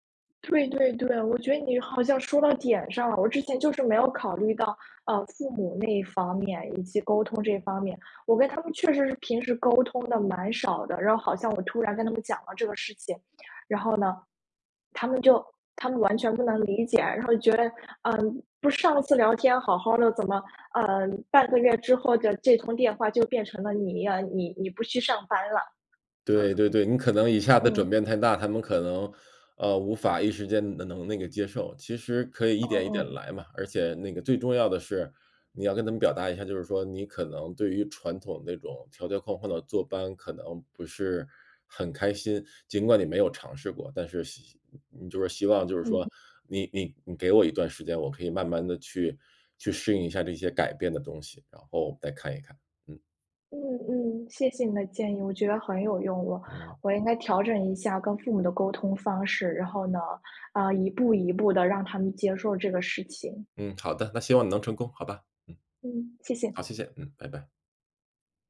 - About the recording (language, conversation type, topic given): Chinese, advice, 长期计划被意外打乱后该如何重新调整？
- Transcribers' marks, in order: other background noise